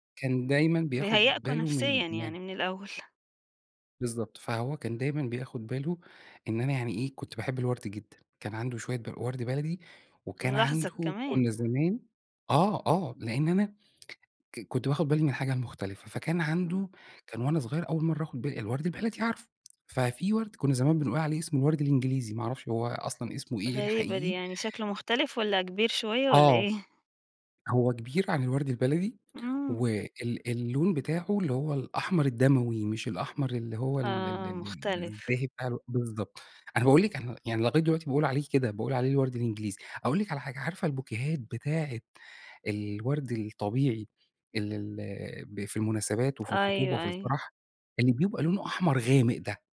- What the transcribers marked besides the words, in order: tapping
- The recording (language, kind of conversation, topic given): Arabic, podcast, إيه اللي اتعلمته من رعاية نبتة؟